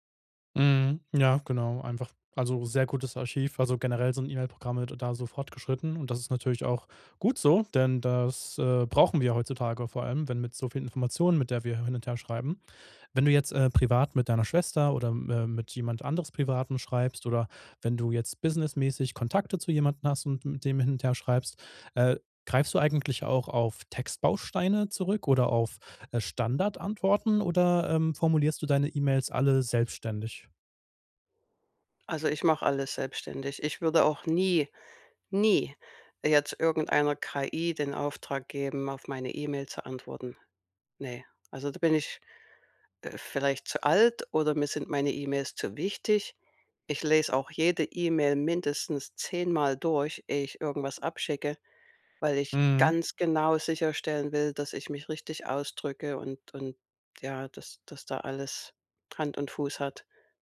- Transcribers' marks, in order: none
- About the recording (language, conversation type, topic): German, podcast, Wie hältst du dein E-Mail-Postfach dauerhaft aufgeräumt?